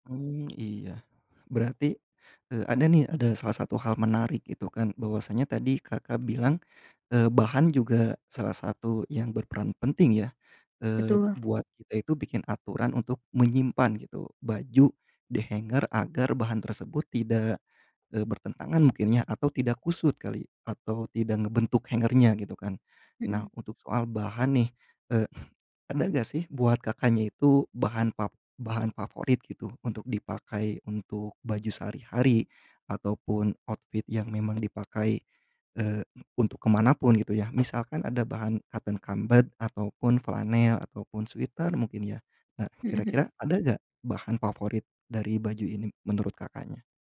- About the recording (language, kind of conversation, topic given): Indonesian, podcast, Bagaimana cara kamu memadupadankan pakaian untuk sehari-hari?
- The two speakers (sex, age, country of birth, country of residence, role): female, 20-24, Indonesia, Indonesia, guest; male, 30-34, Indonesia, Indonesia, host
- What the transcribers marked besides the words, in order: other background noise; in English: "outfit"; tapping; in English: "cotton combed"; in English: "sweater"